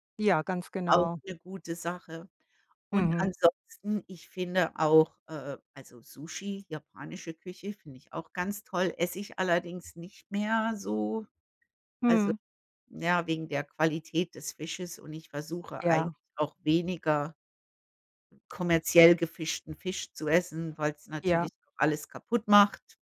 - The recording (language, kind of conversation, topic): German, unstructured, Welche Küche magst du am liebsten, und was isst du dort besonders gern?
- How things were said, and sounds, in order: other background noise